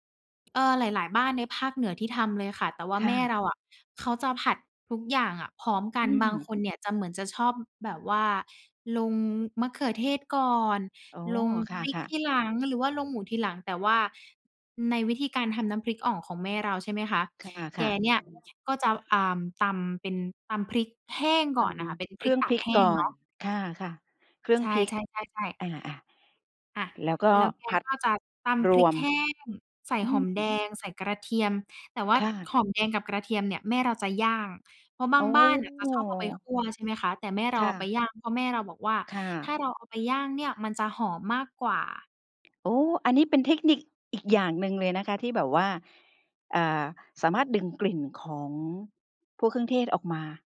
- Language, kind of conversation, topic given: Thai, podcast, อาหารหรือกลิ่นอะไรที่ทำให้คุณคิดถึงบ้านมากที่สุด และช่วยเล่าให้ฟังหน่อยได้ไหม?
- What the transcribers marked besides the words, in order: background speech